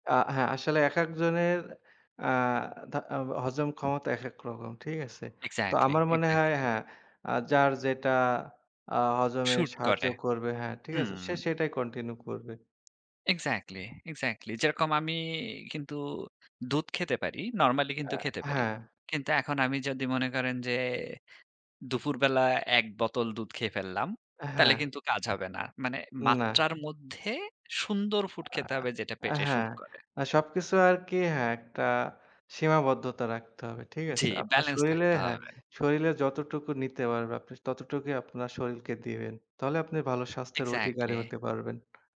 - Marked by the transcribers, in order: tapping; in English: "কন্টিনিউ"; "দুপুরবেলা" said as "দুফুরবেলা"; "শরীরে" said as "শরীলে"; other background noise; in English: "ব্যালেন্স"; "শরীরে" said as "শরীলে"; "শরীরকে" said as "শরীলকে"
- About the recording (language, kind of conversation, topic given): Bengali, unstructured, তোমার মতে ভালো স্বাস্থ্য বজায় রাখতে কোন ধরনের খাবার সবচেয়ে ভালো?